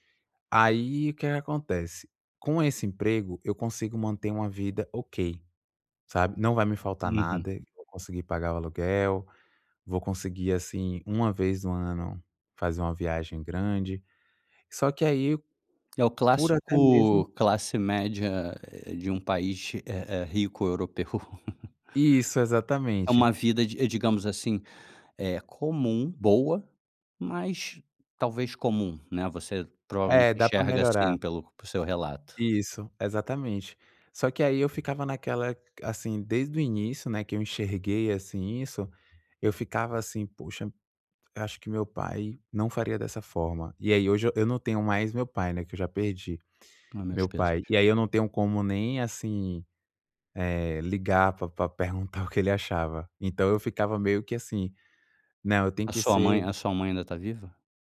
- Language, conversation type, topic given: Portuguese, advice, Como você lida com a culpa de achar que não é bom o suficiente?
- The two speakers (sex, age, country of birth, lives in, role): male, 25-29, Brazil, France, user; male, 35-39, Brazil, Germany, advisor
- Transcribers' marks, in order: chuckle; sad: "A meus pêsames"